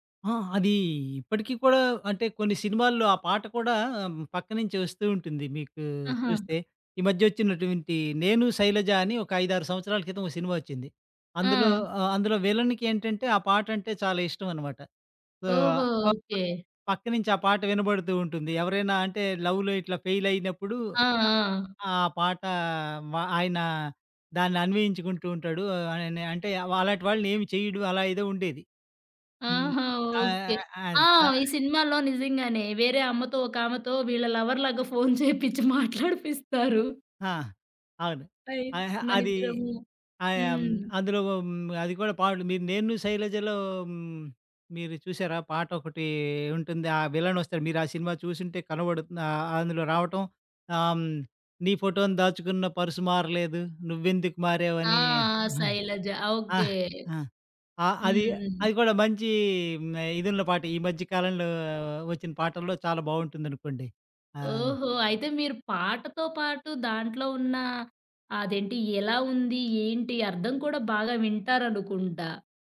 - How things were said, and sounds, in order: in English: "సో"; unintelligible speech; in English: "లవ్‌లో"; in English: "లవర్‌లాగా"; laughing while speaking: "ఫోను చేపిచ్చి మాట్లాడిపిస్తారు"; other background noise; giggle
- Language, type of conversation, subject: Telugu, podcast, పాత పాట వింటే గుర్తుకు వచ్చే ఒక్క జ్ఞాపకం ఏది?